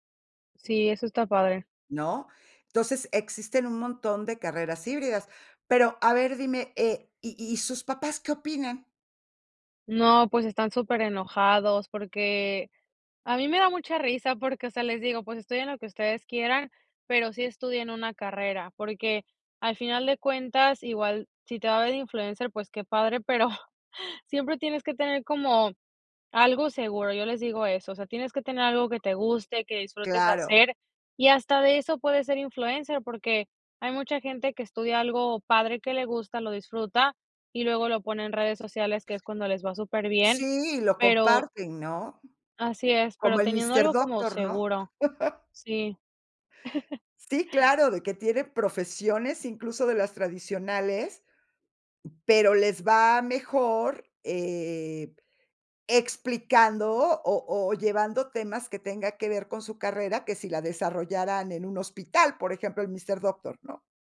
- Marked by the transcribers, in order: giggle; laugh; chuckle; tapping
- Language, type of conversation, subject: Spanish, podcast, ¿Cómo puedes expresar tu punto de vista sin pelear?